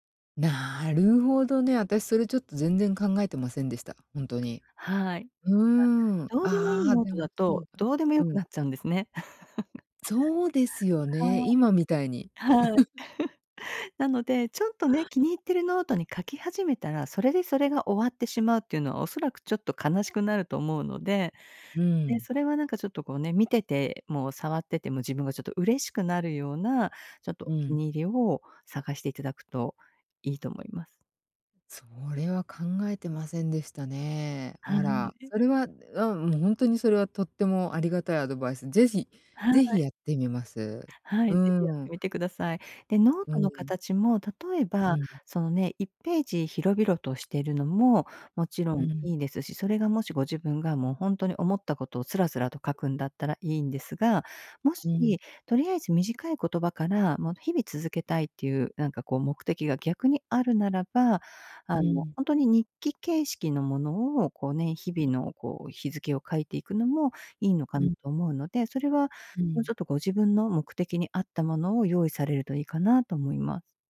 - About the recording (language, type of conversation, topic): Japanese, advice, 簡単な行動を習慣として定着させるには、どこから始めればいいですか？
- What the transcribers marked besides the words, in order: chuckle; laugh; other background noise; other noise